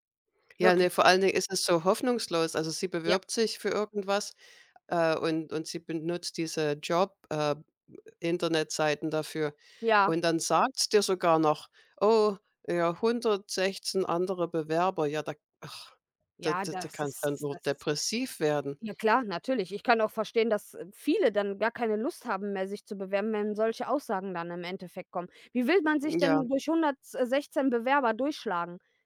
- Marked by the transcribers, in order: none
- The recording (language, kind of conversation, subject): German, unstructured, Was macht dich wirklich glücklich?